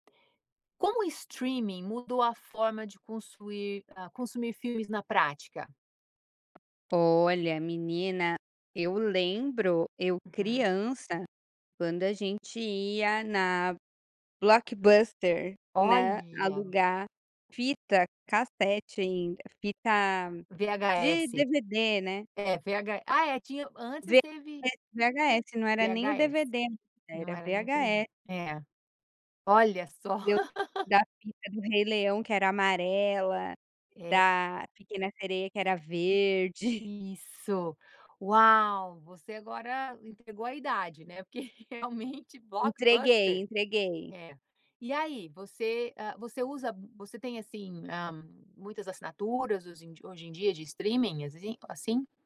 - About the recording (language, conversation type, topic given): Portuguese, podcast, Como o streaming mudou, na prática, a forma como assistimos a filmes?
- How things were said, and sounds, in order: tapping; unintelligible speech; laugh; other background noise; chuckle; laughing while speaking: "porque realmente"